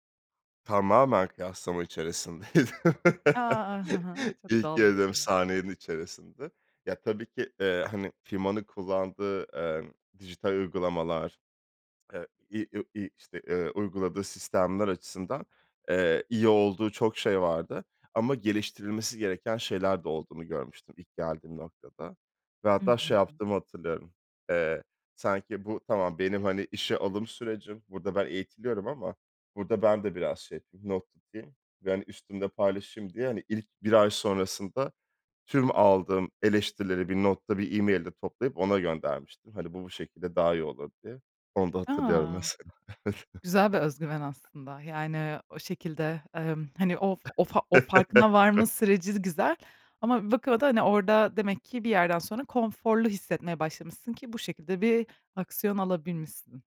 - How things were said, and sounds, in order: laugh; swallow; laughing while speaking: "mesela. Evet"; chuckle; other background noise; laugh
- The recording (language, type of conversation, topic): Turkish, podcast, İlk işine başladığın gün nasıldı?